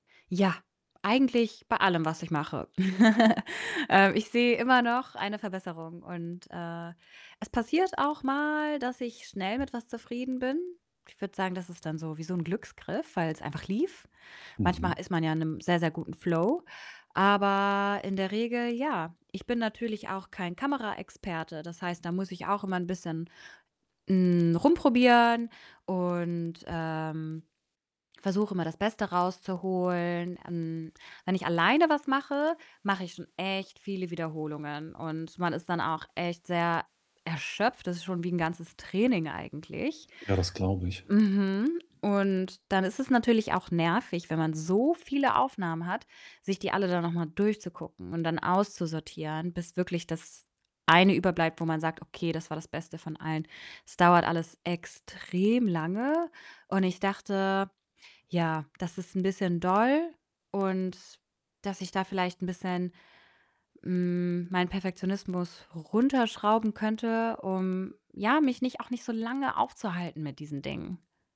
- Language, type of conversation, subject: German, advice, Wie blockiert dein Perfektionismus deinen Fortschritt bei Aufgaben?
- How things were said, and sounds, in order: distorted speech; chuckle; tapping; stressed: "echt"; other background noise; static; stressed: "so"; stressed: "extrem"